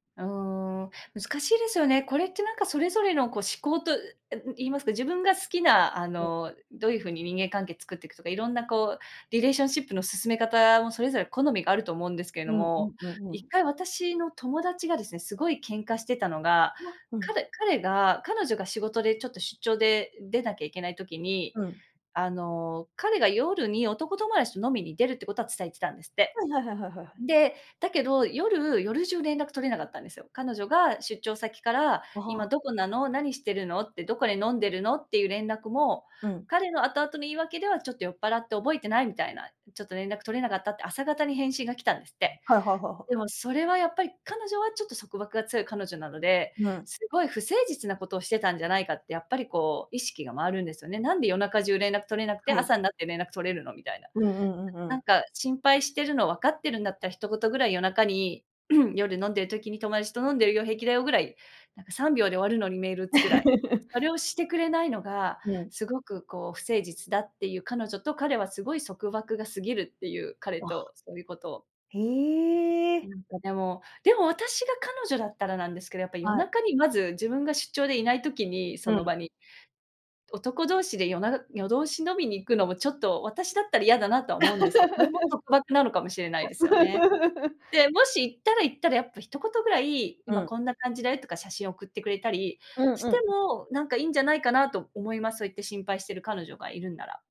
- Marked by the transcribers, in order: in English: "リレーションシップ"; tapping; other background noise; throat clearing; chuckle; laugh; laugh
- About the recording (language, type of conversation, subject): Japanese, unstructured, 恋人に束縛されるのは嫌ですか？